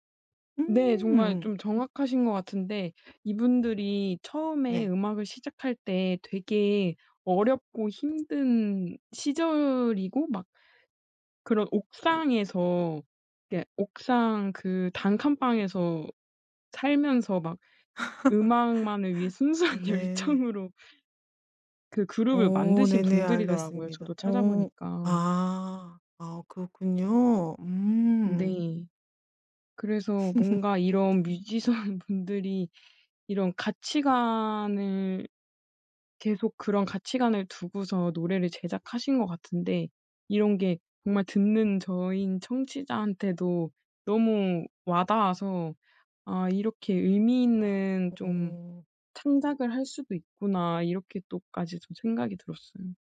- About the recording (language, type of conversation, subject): Korean, podcast, 가장 위로가 됐던 노래는 무엇인가요?
- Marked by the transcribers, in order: tapping; laugh; laughing while speaking: "순수한 열정으로"; laugh; laughing while speaking: "뮤지션"; other background noise